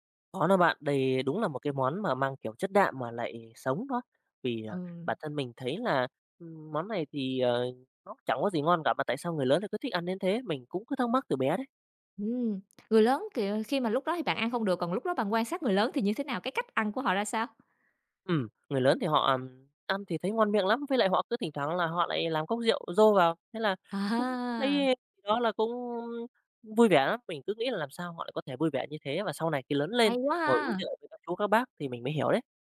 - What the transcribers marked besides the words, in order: none
- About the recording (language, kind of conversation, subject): Vietnamese, podcast, Bạn có thể kể về món ăn tuổi thơ khiến bạn nhớ mãi không quên không?